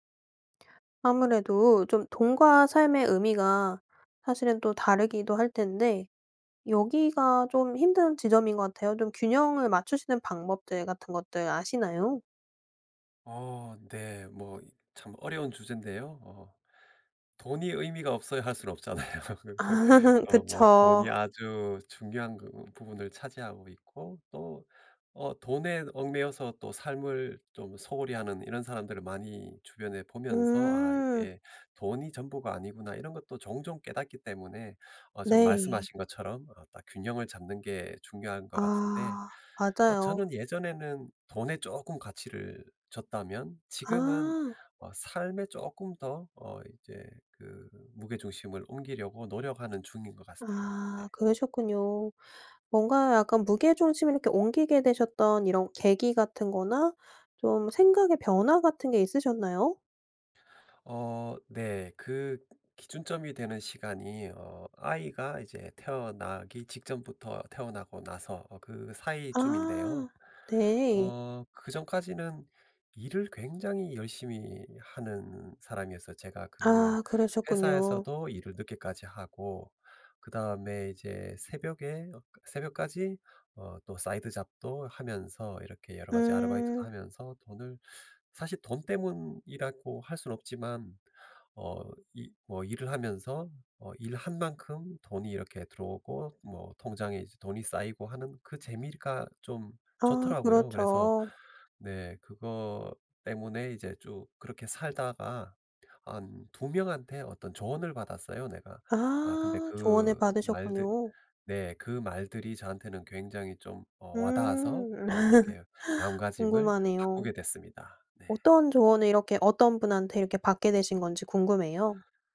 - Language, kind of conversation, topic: Korean, podcast, 돈과 삶의 의미는 어떻게 균형을 맞추나요?
- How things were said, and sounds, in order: laughing while speaking: "없잖아요"; other background noise; laugh; tapping; in English: "사이드 잡도"; laugh